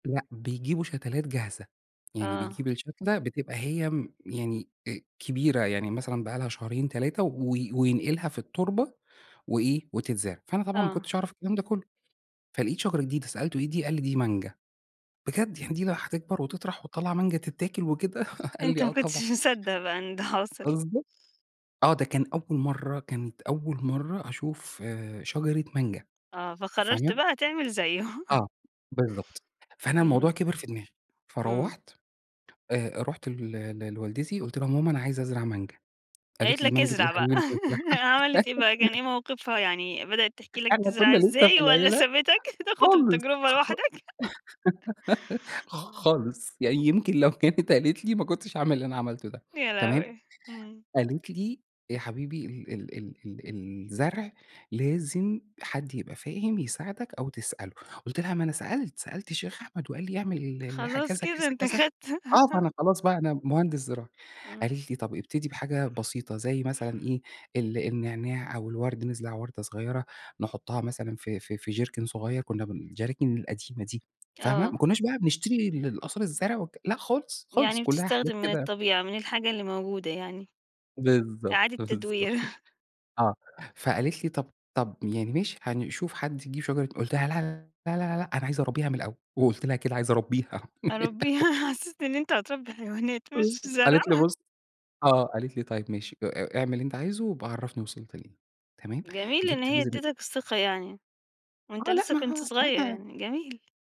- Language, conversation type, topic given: Arabic, podcast, إيه اللي اتعلمته من رعاية نبتة؟
- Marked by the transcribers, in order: laugh; laugh; laugh; laughing while speaking: "تزرع إزاي والّا سابتك تأخد التجربة لوحدك؟"; laugh; laugh; chuckle; laugh; unintelligible speech